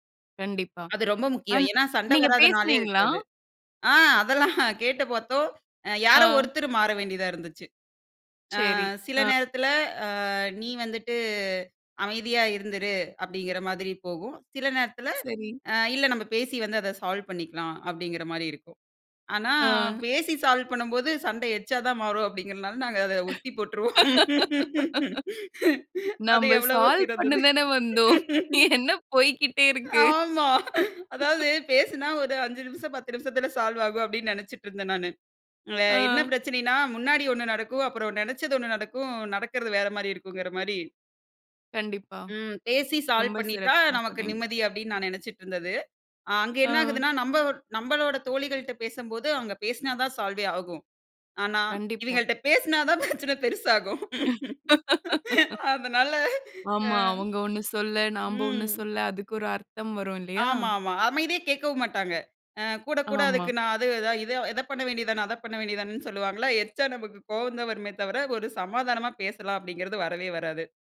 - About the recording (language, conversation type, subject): Tamil, podcast, திருமணத்திற்கு முன் பேசிக்கொள்ள வேண்டியவை என்ன?
- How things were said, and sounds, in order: other background noise; chuckle; in English: "சால்வ்"; in English: "சால்வ்"; "எக்ஸ்ட்ரா" said as "எச்சா"; laugh; in English: "சால்வ்"; laugh; laughing while speaking: "என்ன போய்க்கிட்டே இருக்கு?"; laugh; laughing while speaking: "ஆமா"; other noise; laughing while speaking: "சால்வாகும்"; in English: "சால்வ்"; in English: "சால்வே"; laugh; laughing while speaking: "பிரச்சனை பெருசாகும். அதனால"